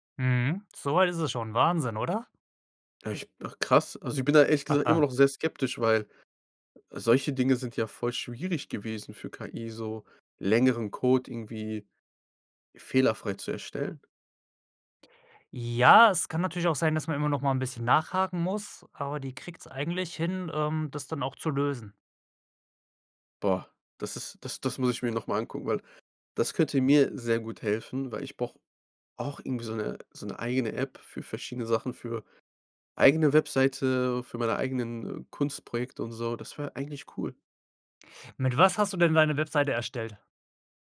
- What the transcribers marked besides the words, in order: chuckle
- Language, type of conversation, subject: German, podcast, Welche Apps erleichtern dir wirklich den Alltag?